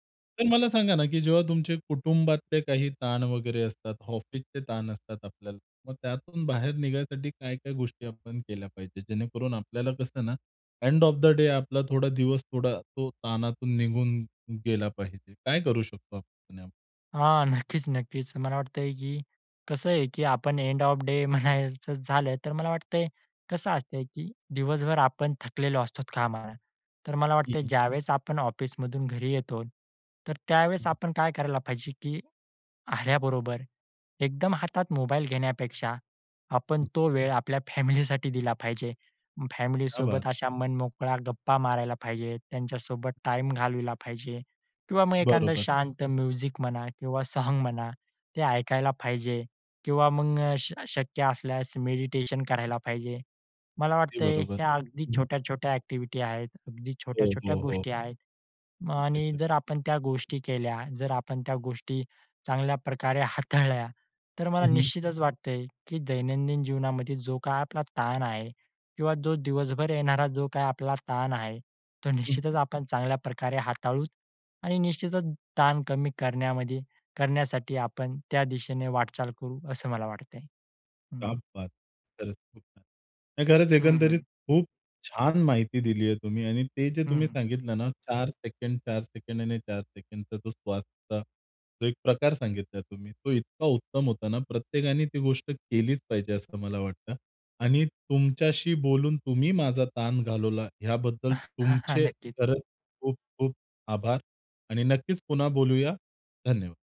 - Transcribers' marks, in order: in English: "एंड ऑफ द डे"; tapping; laughing while speaking: "नक्कीच, नक्कीच"; in English: "एंड ऑफ द डे"; other background noise; in Hindi: "क्या बात!"; in English: "म्युझिक"; in Hindi: "क्या बात!"; chuckle
- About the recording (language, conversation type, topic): Marathi, podcast, दैनंदिन ताण हाताळण्यासाठी तुमच्या सवयी काय आहेत?